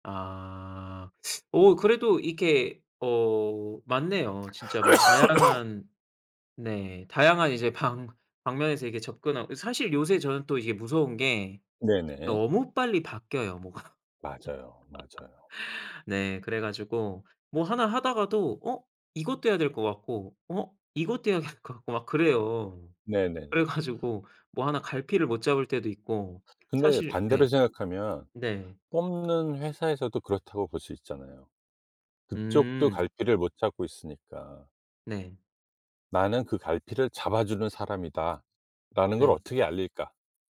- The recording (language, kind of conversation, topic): Korean, advice, 졸업 후 인생 목표가 보이지 않는데 어떻게 해야 하나요?
- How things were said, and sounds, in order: cough; other background noise; laughing while speaking: "뭐가"; laugh; tapping; laughing while speaking: "해야 될"; laughing while speaking: "가지고"